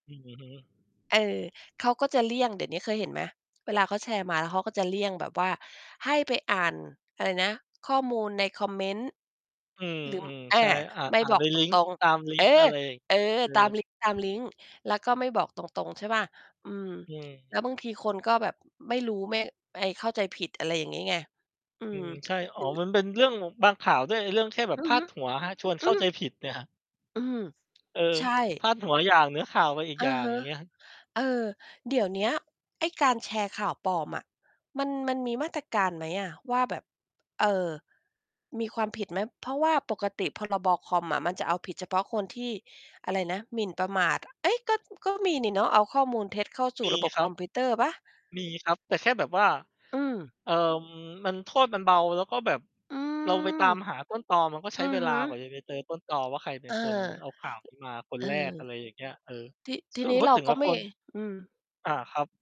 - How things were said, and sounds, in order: mechanical hum; "หรือ" said as "หรืม"; distorted speech; other background noise
- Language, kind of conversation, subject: Thai, unstructured, คุณคิดว่าการตรวจสอบข้อมูลข่าวสารก่อนแชร์มีความสำคัญอย่างไร?